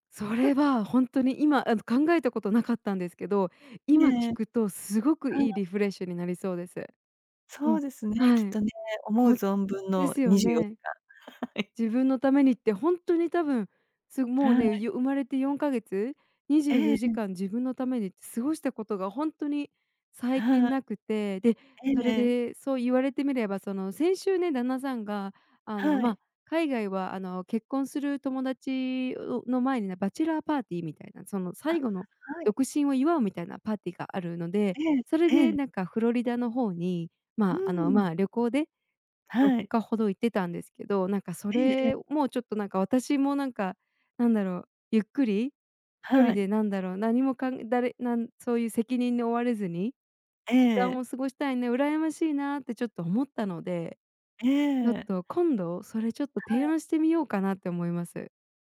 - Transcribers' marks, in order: laughing while speaking: "はい"; in English: "バチェラー"
- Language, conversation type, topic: Japanese, advice, 家事や育児で自分の時間が持てないことについて、どのように感じていますか？